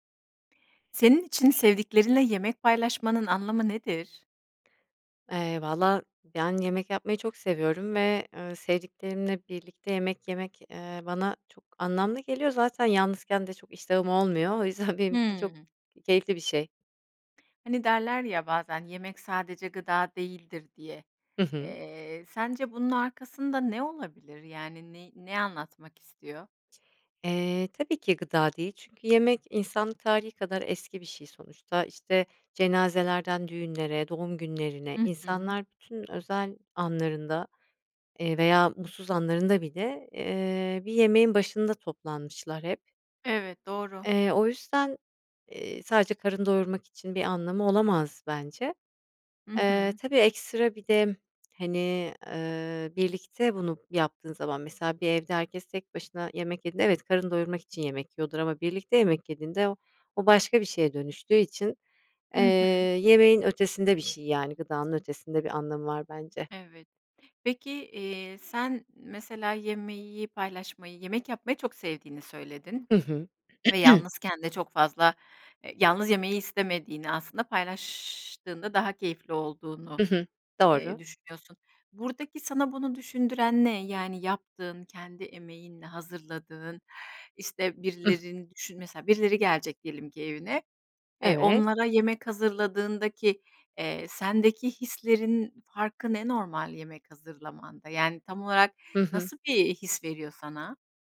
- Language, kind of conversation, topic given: Turkish, podcast, Sevdiklerinizle yemek paylaşmanın sizin için anlamı nedir?
- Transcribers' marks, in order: other background noise; tapping; laughing while speaking: "yüzden"; throat clearing